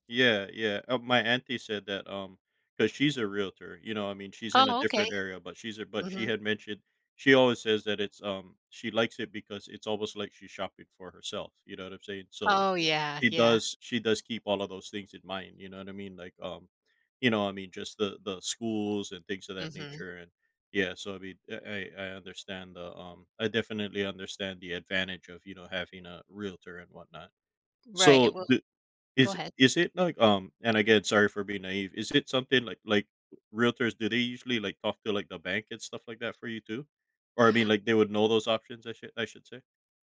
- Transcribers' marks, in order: other background noise; tapping
- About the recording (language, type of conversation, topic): English, advice, What should I ask lenders about mortgages?
- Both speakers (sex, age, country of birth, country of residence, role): female, 45-49, United States, United States, advisor; male, 40-44, United States, United States, user